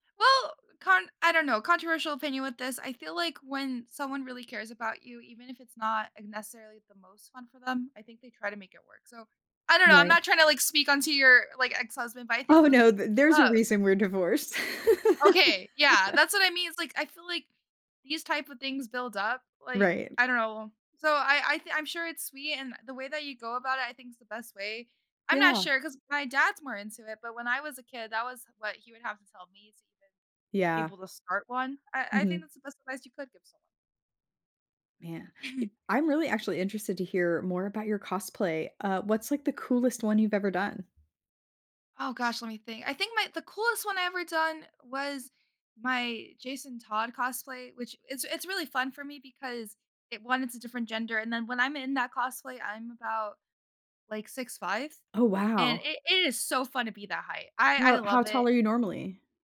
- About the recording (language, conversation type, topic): English, unstructured, How can I make friends feel welcome trying a hobby?
- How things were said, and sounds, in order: laugh; chuckle